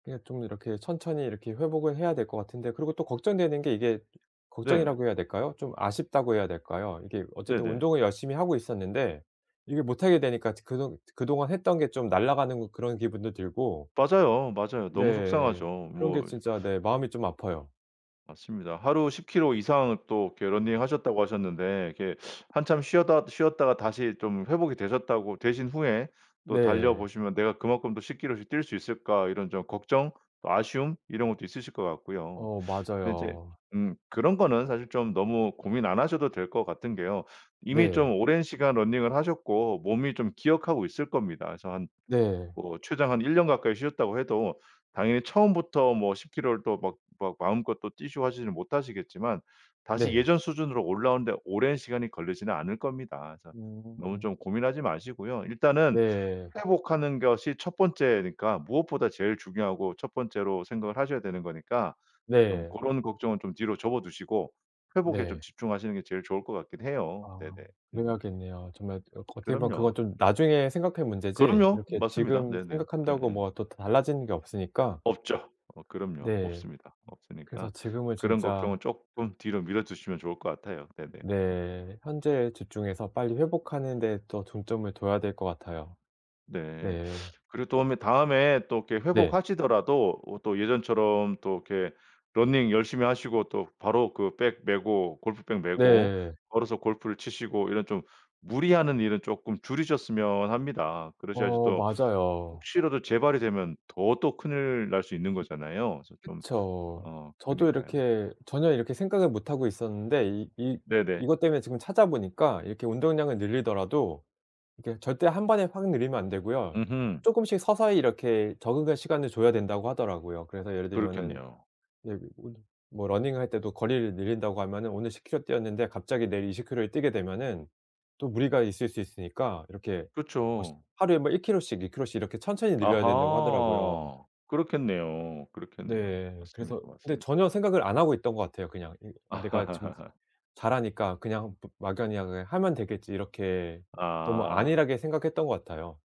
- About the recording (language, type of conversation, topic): Korean, advice, 운동 성과 중단과 부상으로 인한 좌절감을 어떻게 극복할 수 있을까요?
- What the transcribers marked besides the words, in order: other background noise; tapping; laugh